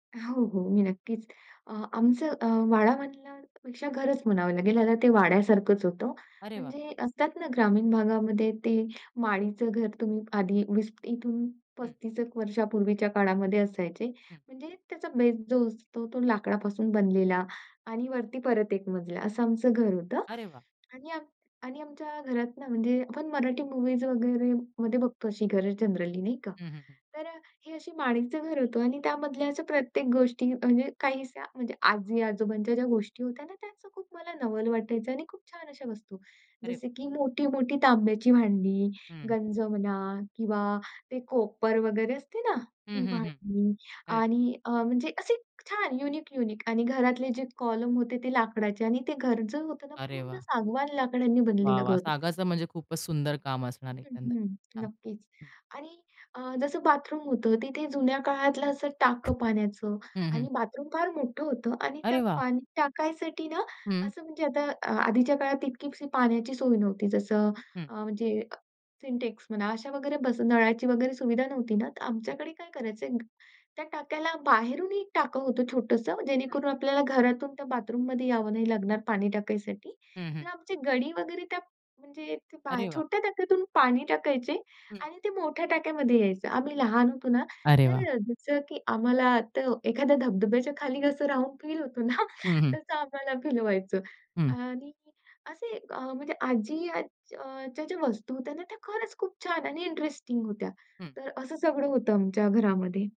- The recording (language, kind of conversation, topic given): Marathi, podcast, तुमच्या वाड्यातली सर्वात जुनी वस्तू किंवा वारसा कोणता आहे?
- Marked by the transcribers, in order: tapping; in English: "बेस"; in English: "जनरली"; other background noise; in English: "युनिक-युनिक"; in English: "कॉलम"; in English: "सिंटेक्स"; chuckle; in English: "इंटरेस्टिंग"